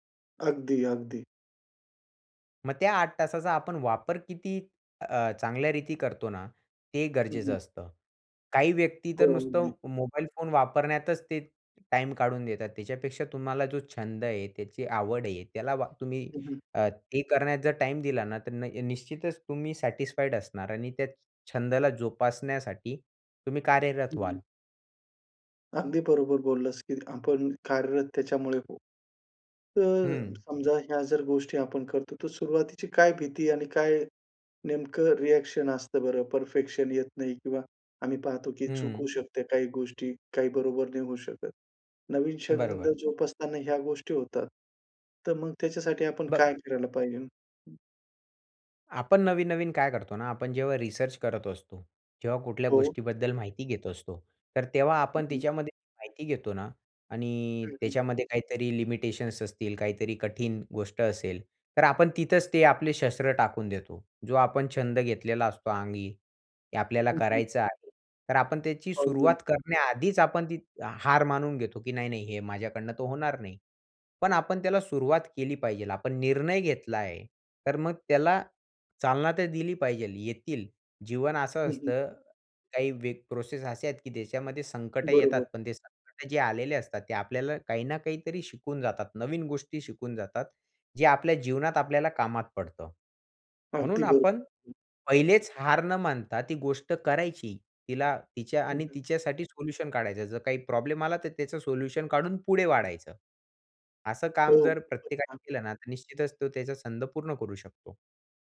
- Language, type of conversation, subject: Marathi, podcast, एखादा नवीन छंद सुरू कसा करावा?
- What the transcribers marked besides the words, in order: in English: "सॅटिस्फाईड"; other background noise; in English: "लिमिटेशन्स"; other noise